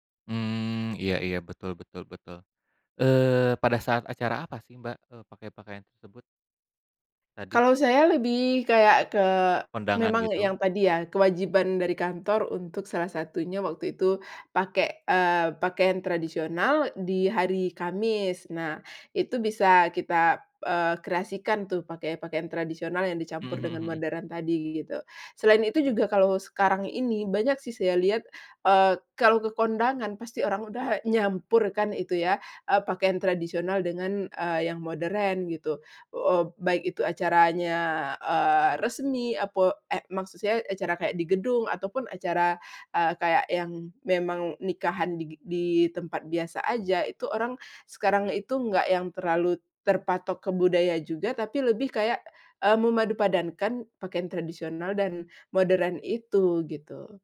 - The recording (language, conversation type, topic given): Indonesian, podcast, Kenapa banyak orang suka memadukan pakaian modern dan tradisional, menurut kamu?
- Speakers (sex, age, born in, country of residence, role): female, 35-39, Indonesia, Indonesia, guest; male, 35-39, Indonesia, Indonesia, host
- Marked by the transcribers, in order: none